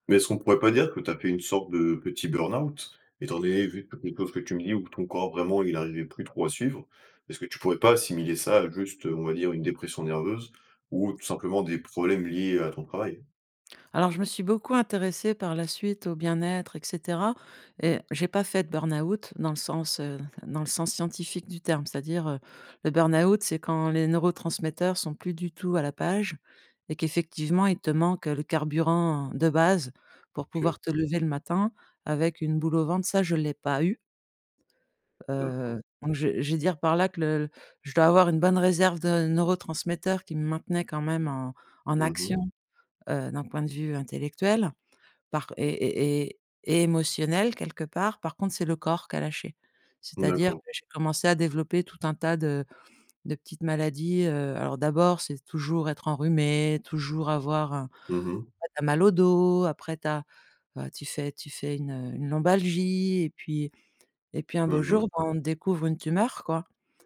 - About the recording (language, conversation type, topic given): French, podcast, Comment poses-tu des limites pour éviter l’épuisement ?
- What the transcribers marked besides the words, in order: other background noise